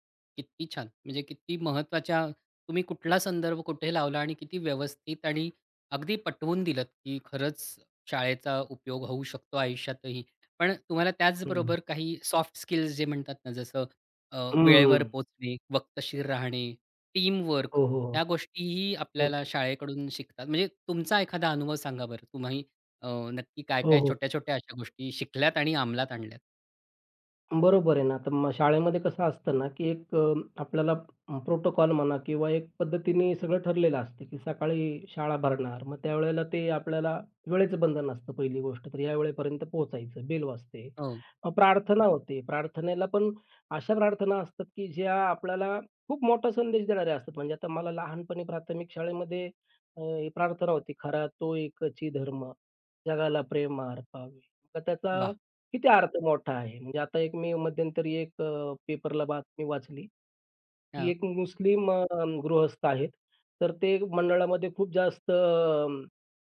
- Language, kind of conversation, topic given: Marathi, podcast, शाळेत शिकलेलं आजच्या आयुष्यात कसं उपयोगी पडतं?
- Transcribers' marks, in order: other background noise; tapping; in English: "प्रोटोकॉल"